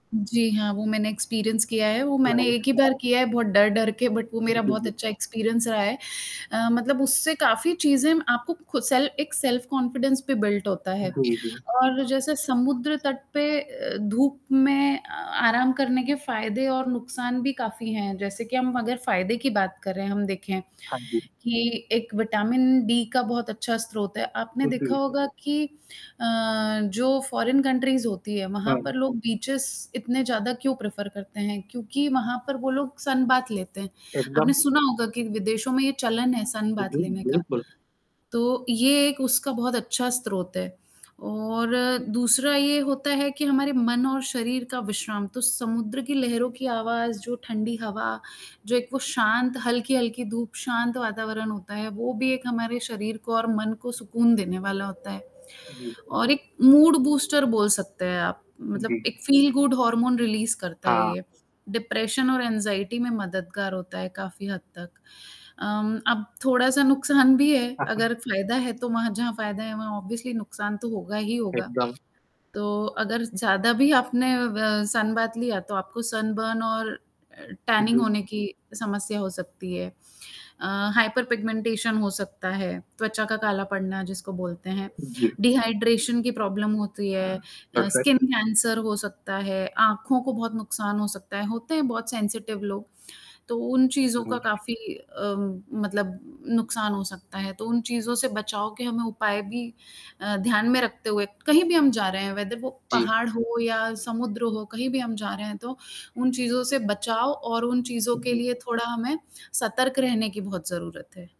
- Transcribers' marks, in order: static; in English: "एक्सपीरियंस"; distorted speech; other noise; in English: "बट"; in English: "एक्सपीरियंस"; other background noise; in English: "सेल्फ कॉन्फिडेंस"; in English: "बिल्ड"; in English: "ओके"; in English: "फॉरेन कंट्रीज़"; in English: "बीचेज़"; in English: "प्रेफर"; in English: "सनबाथ"; in English: "सनबाथ"; in English: "मूड बूस्टर"; in English: "फील गुड हॉर्मोन रिलीज़"; in English: "डिप्रेशन"; in English: "एग्ज़ायटी"; chuckle; in English: "ऑब्वियसली"; in English: "सनबाथ"; in English: "सनबर्न"; in English: "टैनिंग"; unintelligible speech; in English: "हाइपर पिगमेंटेशन"; in English: "डिहाइड्रेशन"; in English: "प्रॉब्लम"; in English: "स्किन कैंसर"; in English: "परफेक्ट"; in English: "सेंसिटिव"; in English: "वेदर"; mechanical hum
- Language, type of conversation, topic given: Hindi, unstructured, गर्मियों की छुट्टियों में आप पहाड़ों पर जाना पसंद करेंगे या समुद्र तट पर?
- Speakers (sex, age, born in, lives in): female, 35-39, India, India; male, 25-29, India, India